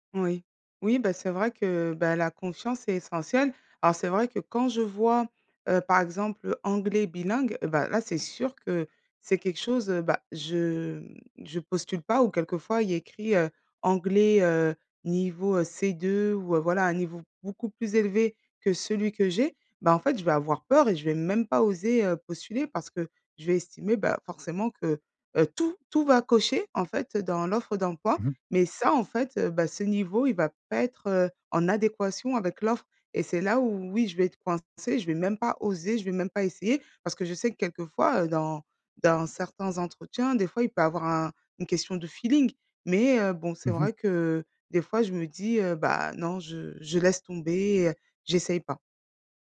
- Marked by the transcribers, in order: stressed: "tout"; other background noise; in English: "feeling"
- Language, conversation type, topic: French, advice, Comment puis-je surmonter ma peur du rejet et me décider à postuler à un emploi ?